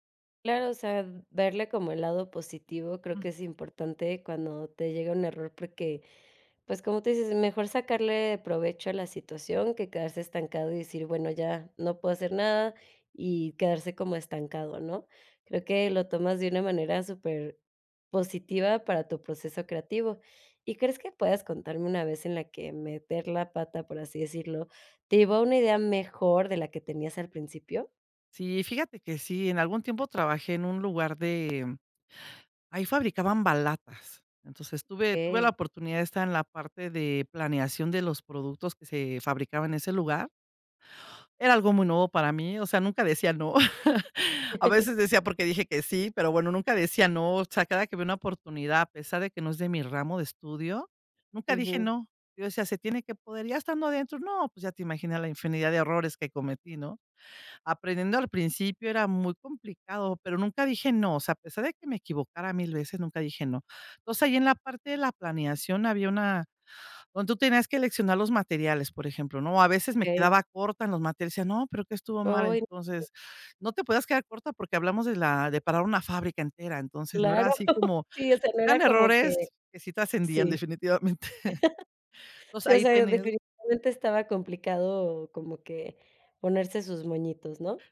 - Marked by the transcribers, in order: chuckle; laugh; unintelligible speech; laughing while speaking: "Claro"; laugh; laugh; laughing while speaking: "definitivamente"
- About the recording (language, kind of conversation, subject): Spanish, podcast, ¿Qué papel juegan los errores en tu proceso creativo?